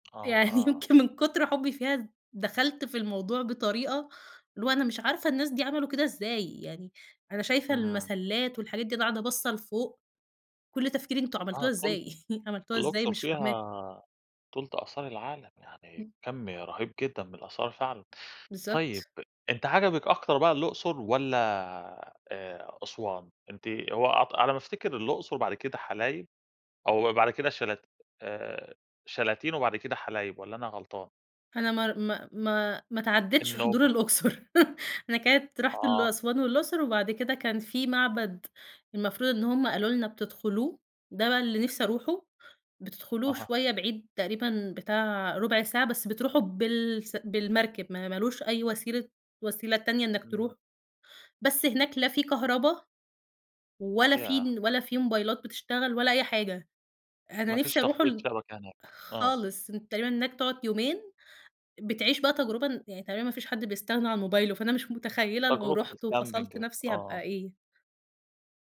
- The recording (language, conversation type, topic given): Arabic, podcast, إيه أجمل ذكرى عندك مع مكان طبيعي قريب منك؟
- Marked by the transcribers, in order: tapping; laughing while speaking: "يعني يمكن من كُتر حبي فيها"; chuckle; laugh; in English: "الcamping"